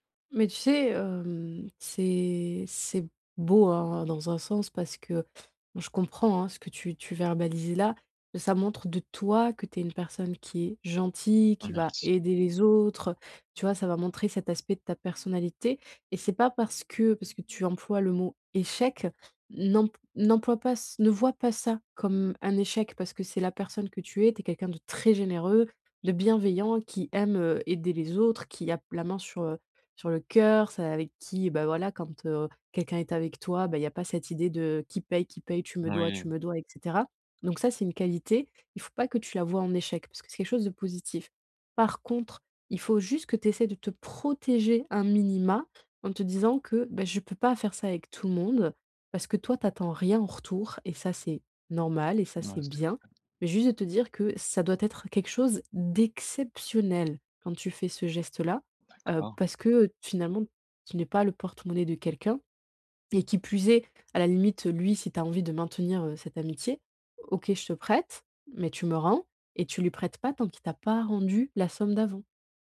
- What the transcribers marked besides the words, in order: other background noise; stressed: "d'exceptionnel"
- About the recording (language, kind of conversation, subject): French, advice, Comment puis-je poser des limites personnelles saines avec un ami qui m'épuise souvent ?